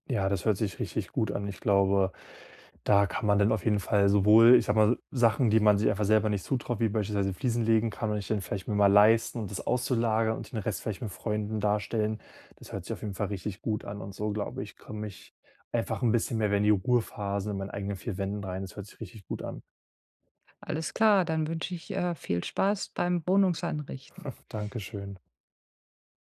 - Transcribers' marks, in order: chuckle
- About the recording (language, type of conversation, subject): German, advice, Wie kann ich Ruhe finden, ohne mich schuldig zu fühlen, wenn ich weniger leiste?
- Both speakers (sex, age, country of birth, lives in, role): female, 50-54, Germany, United States, advisor; male, 25-29, Germany, Germany, user